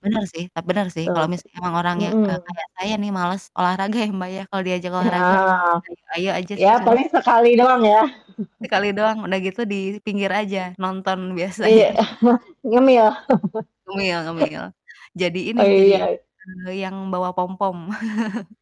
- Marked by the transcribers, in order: distorted speech; other background noise; laughing while speaking: "ya"; chuckle; unintelligible speech; static; laughing while speaking: "biasanya"; laugh; chuckle; unintelligible speech; chuckle
- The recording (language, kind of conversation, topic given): Indonesian, unstructured, Apa yang membuat hobi jadi lebih seru kalau dilakukan bersama teman?